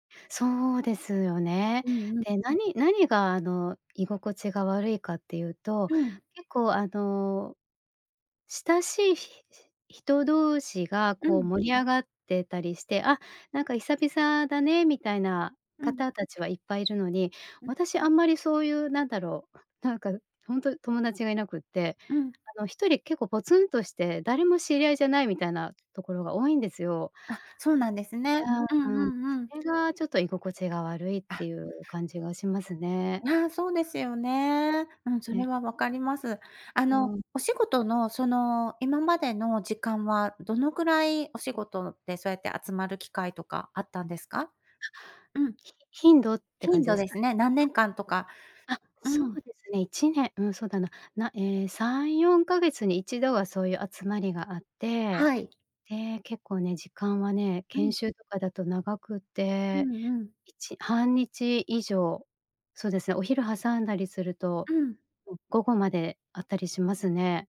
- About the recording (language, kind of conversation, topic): Japanese, advice, 飲み会や集まりで緊張して楽しめないのはなぜですか？
- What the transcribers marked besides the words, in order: tapping; other background noise; unintelligible speech